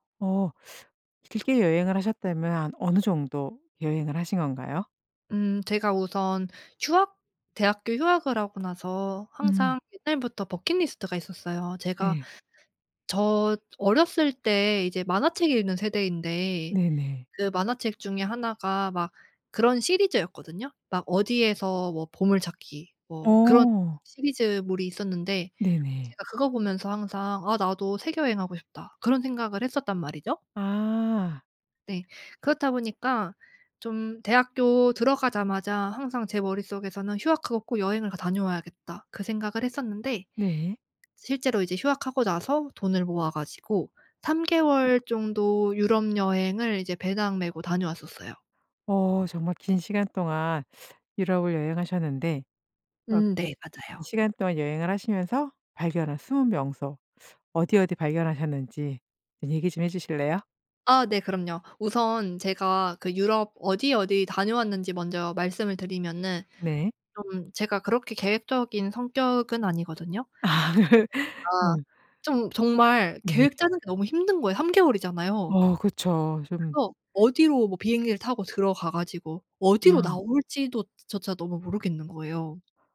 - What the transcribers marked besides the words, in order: other background noise; tapping; laughing while speaking: "아 그"
- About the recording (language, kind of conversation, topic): Korean, podcast, 여행 중 우연히 발견한 숨은 명소에 대해 들려주실 수 있나요?